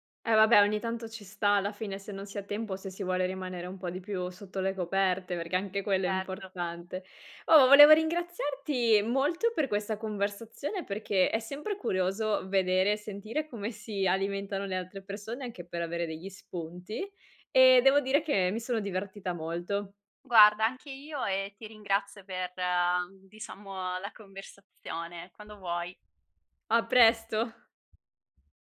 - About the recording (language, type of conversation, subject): Italian, podcast, Come scegli cosa mangiare quando sei di fretta?
- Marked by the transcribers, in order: "diciamo" said as "disamo"; tapping